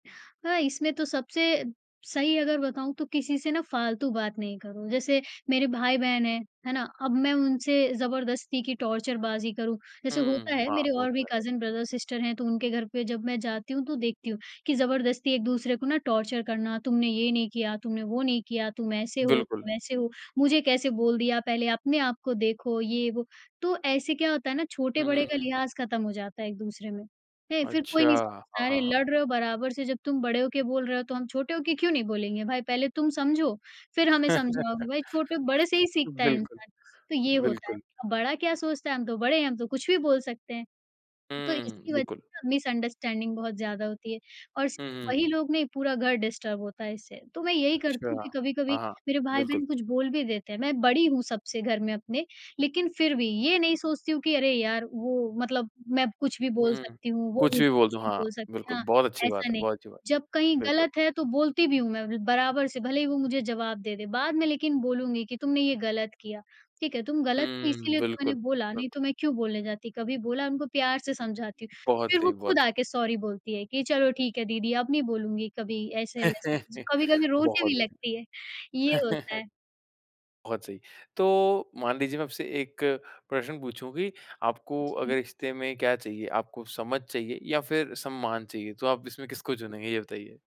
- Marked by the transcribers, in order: in English: "टॉर्चर"; in English: "कज़न ब्रदर-सिस्टर"; in English: "टॉर्चर"; laugh; in English: "मिसअंडरस्टैंडिंग"; in English: "डिस्टर्ब"; in English: "सॉरी"; laugh; laugh
- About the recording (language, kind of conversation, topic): Hindi, podcast, रिश्तों में सम्मान और स्वतंत्रता का संतुलन कैसे बनाए रखें?